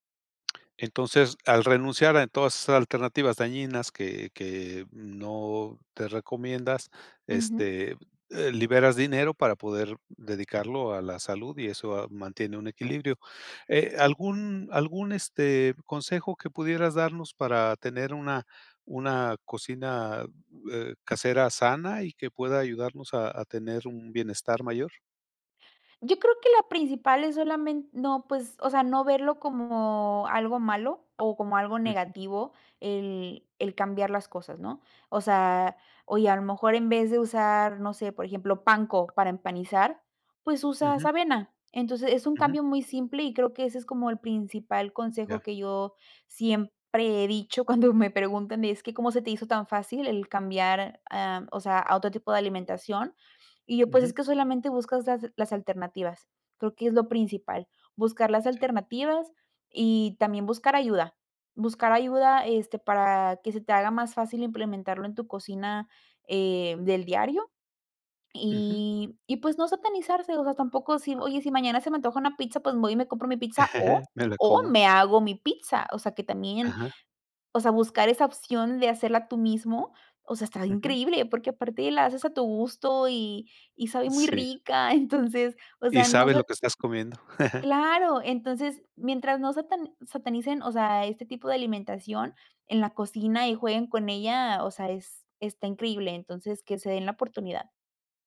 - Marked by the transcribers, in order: tapping; chuckle; other background noise; chuckle
- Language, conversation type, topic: Spanish, podcast, ¿Qué papel juega la cocina casera en tu bienestar?